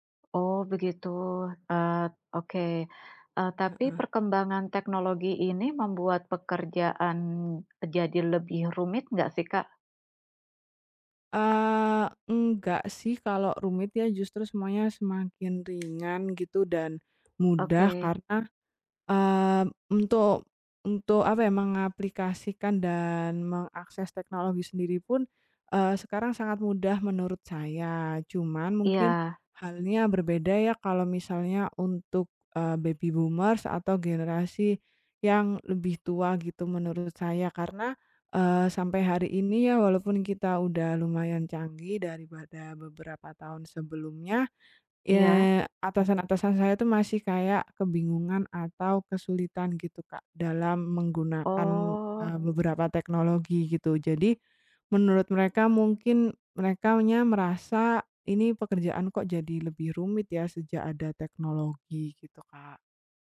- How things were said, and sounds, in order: other background noise; tapping
- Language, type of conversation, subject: Indonesian, unstructured, Bagaimana teknologi mengubah cara kita bekerja setiap hari?